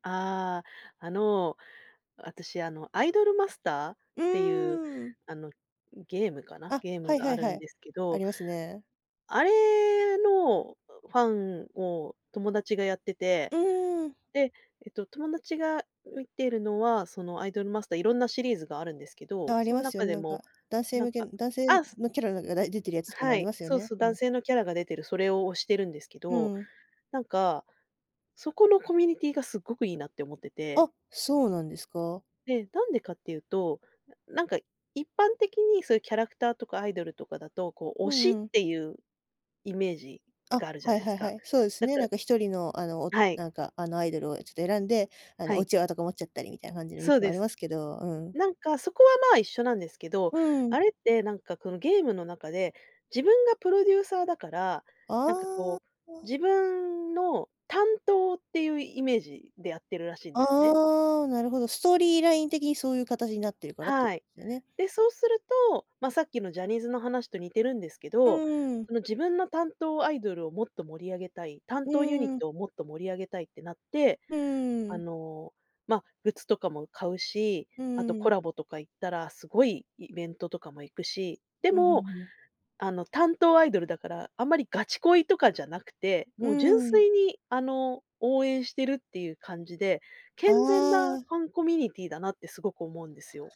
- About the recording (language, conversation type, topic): Japanese, podcast, ファンコミュニティの力、どう捉えていますか？
- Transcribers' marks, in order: other background noise